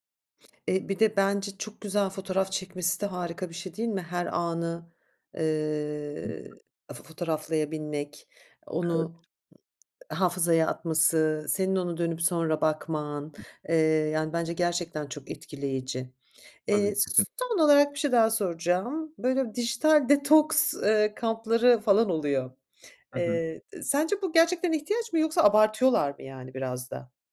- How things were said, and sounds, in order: other background noise; tapping
- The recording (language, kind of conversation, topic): Turkish, podcast, Akıllı telefonlar hayatımızı nasıl değiştirdi?